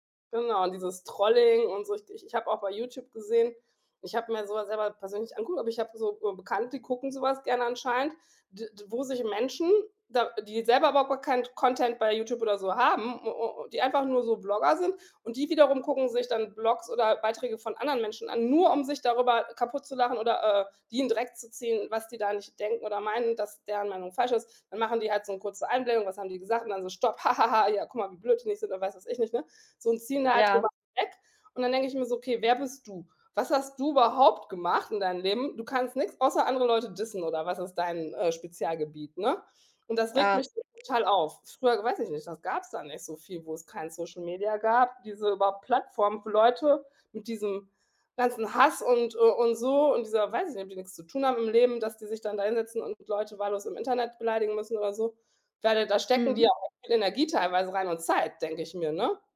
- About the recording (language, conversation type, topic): German, unstructured, Wie verändern soziale Medien unsere Gemeinschaft?
- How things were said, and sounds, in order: stressed: "nur"; tapping; other background noise